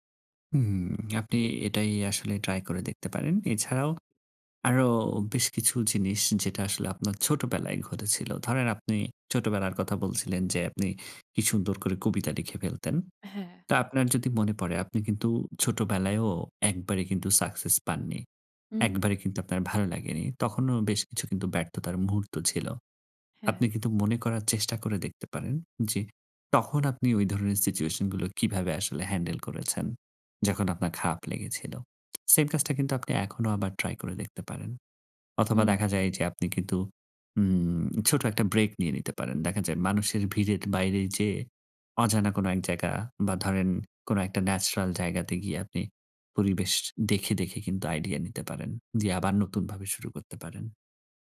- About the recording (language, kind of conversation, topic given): Bengali, advice, আপনার আগ্রহ কীভাবে কমে গেছে এবং আগে যে কাজগুলো আনন্দ দিত, সেগুলো এখন কেন আর আনন্দ দেয় না?
- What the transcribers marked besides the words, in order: in English: "সাকসেস"; in English: "সিচুয়েশন"; in English: "হ্যান্ডেল"